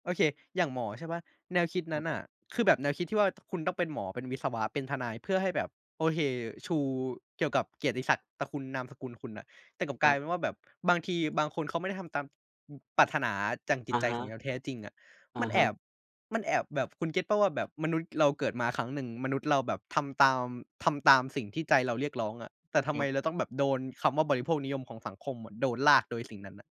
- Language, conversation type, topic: Thai, unstructured, ถ้าคุณย้อนเวลากลับไปในอดีต คุณอยากพบใครในประวัติศาสตร์?
- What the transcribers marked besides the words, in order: other background noise; "ตระกูล" said as "ตระคุณ"